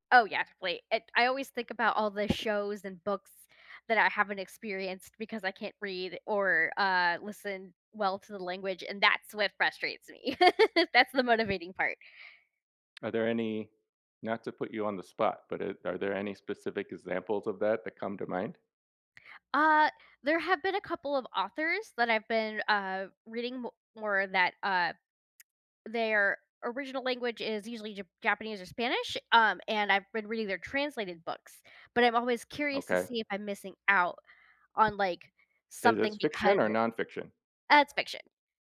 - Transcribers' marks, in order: laugh
- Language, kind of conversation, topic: English, unstructured, What would you do if you could speak every language fluently?
- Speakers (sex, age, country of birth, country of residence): female, 35-39, United States, United States; male, 55-59, United States, United States